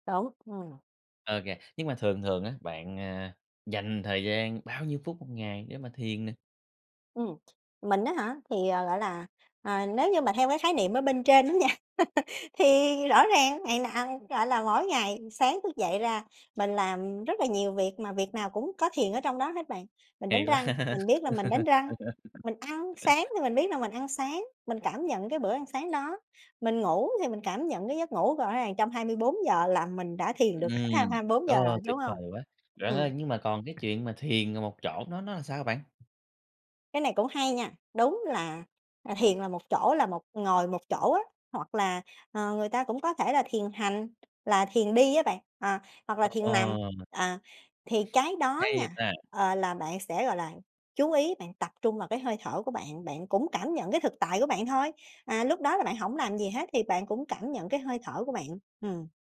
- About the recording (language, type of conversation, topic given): Vietnamese, podcast, Sở thích nào giúp bạn chăm sóc sức khoẻ tinh thần?
- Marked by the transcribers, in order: other background noise; laughing while speaking: "nha"; laugh; laugh; tapping